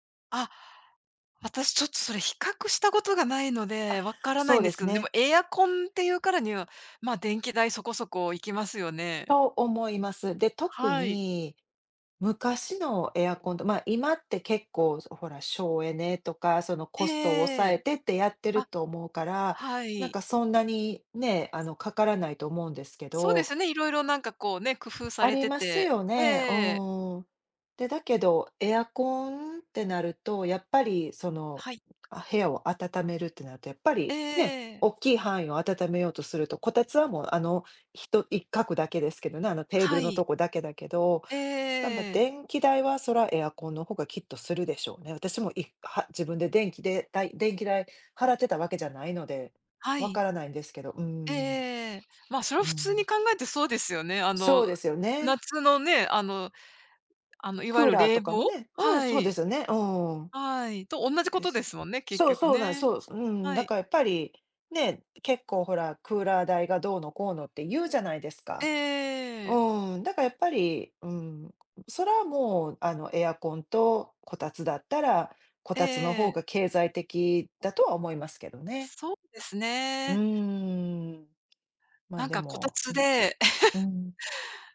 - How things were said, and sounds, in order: laugh
- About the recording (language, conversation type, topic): Japanese, unstructured, 冬の暖房にはエアコンとこたつのどちらが良いですか？